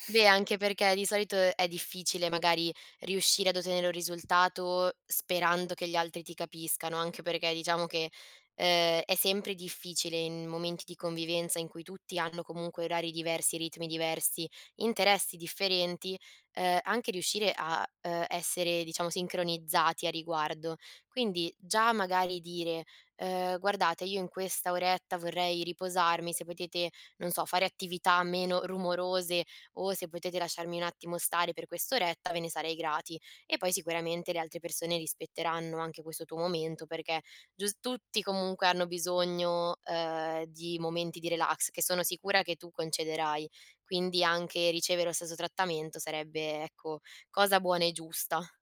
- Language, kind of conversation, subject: Italian, advice, Come posso rilassarmi a casa quando vengo continuamente interrotto?
- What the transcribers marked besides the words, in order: "ottenere" said as "otenere"; tapping